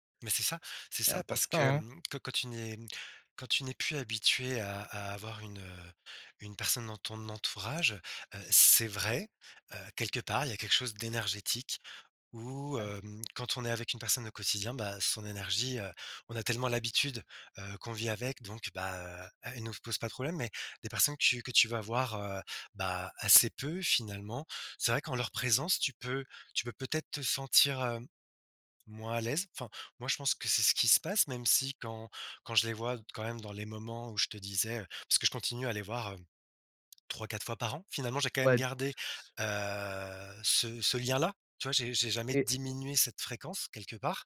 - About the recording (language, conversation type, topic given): French, advice, Nostalgie et manque de soutien familial à distance
- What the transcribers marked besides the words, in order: other background noise; drawn out: "heu"